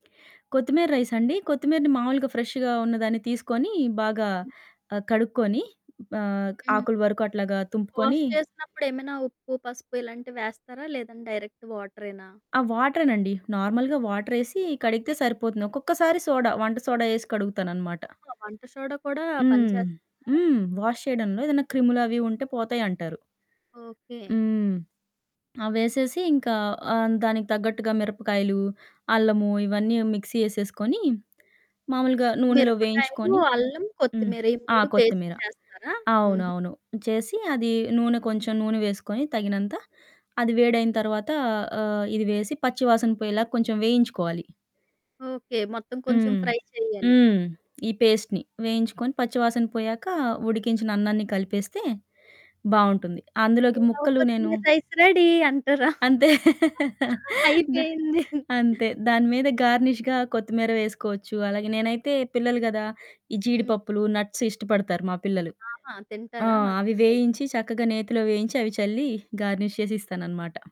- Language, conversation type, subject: Telugu, podcast, స్కూల్ లేదా ఆఫీస్‌కు తీసుకెళ్లే లంచ్‌లో మంచి ఎంపికలు ఏమేమి ఉంటాయి?
- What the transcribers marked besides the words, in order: lip smack; other background noise; in English: "వాష్"; in English: "డైరెక్ట్"; in English: "నార్మల్‌గా"; in English: "వాష్"; in English: "పేస్ట్"; in English: "ఫ్రై"; in English: "పేస్ట్‌ని"; in English: "రైస్ రెడీ"; laugh; in English: "గార్నిష్‌గా"; laughing while speaking: "అయిపోయింది"; in English: "నట్స్"; in English: "గార్నిష్"